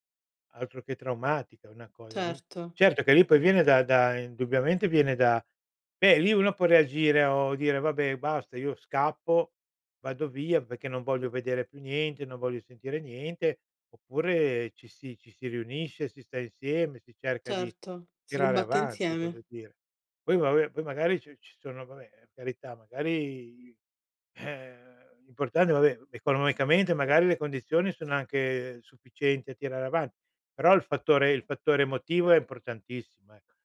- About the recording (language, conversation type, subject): Italian, podcast, Come hai deciso se seguire la tua famiglia o il tuo desiderio personale?
- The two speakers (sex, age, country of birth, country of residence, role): female, 20-24, Italy, Italy, guest; male, 70-74, Italy, Italy, host
- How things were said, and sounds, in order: none